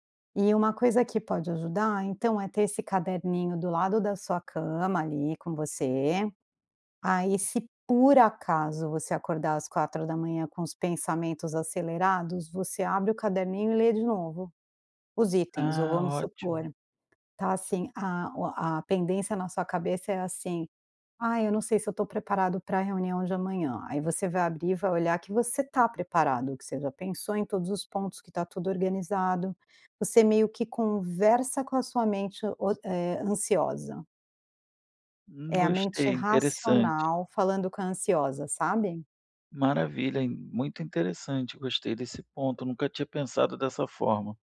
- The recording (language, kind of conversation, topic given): Portuguese, advice, Como posso relaxar depois do trabalho se me sinto inquieto em casa?
- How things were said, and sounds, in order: none